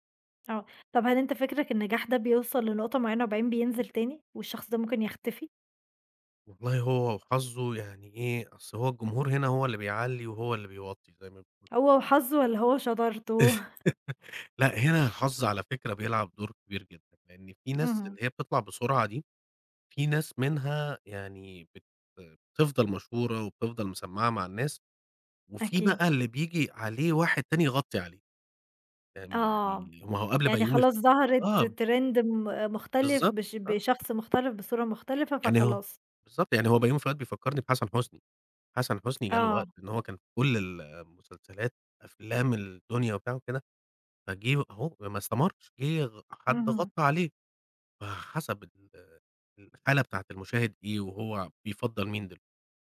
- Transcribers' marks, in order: tapping; laugh; chuckle; in English: "Trend"; other background noise
- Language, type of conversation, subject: Arabic, podcast, إيه دور السوشال ميديا في شهرة الفنانين من وجهة نظرك؟